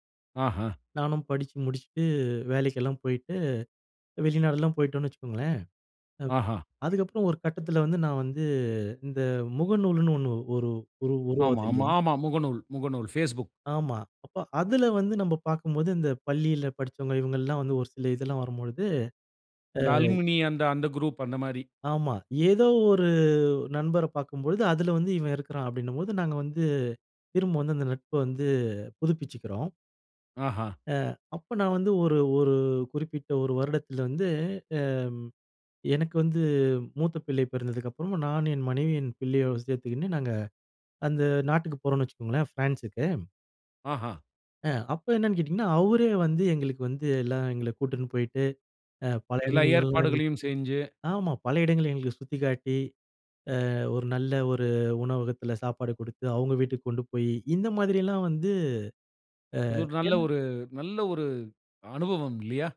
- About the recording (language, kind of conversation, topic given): Tamil, podcast, பால்யகாலத்தில் நடந்த மறக்கமுடியாத ஒரு நட்பு நிகழ்வைச் சொல்ல முடியுமா?
- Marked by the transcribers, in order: none